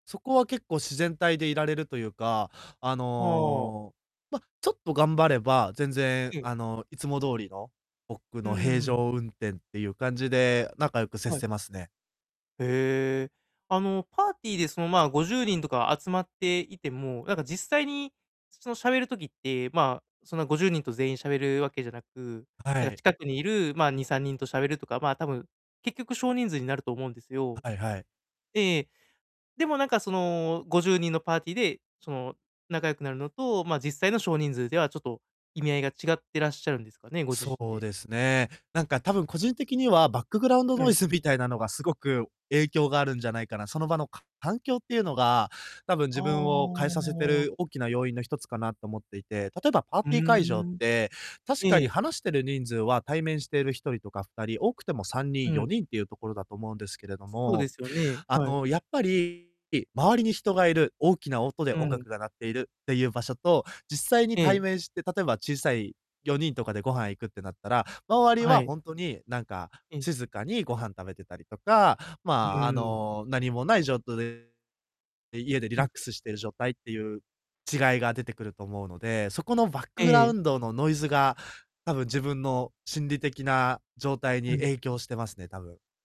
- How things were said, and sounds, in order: alarm; distorted speech; in English: "バックグラウンドノイズ"; drawn out: "ああ"; static; in English: "バックグラウンド"; in English: "ノイズ"
- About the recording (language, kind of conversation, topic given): Japanese, advice, 友人のパーティーにいると居心地が悪いのですが、どうすればいいですか？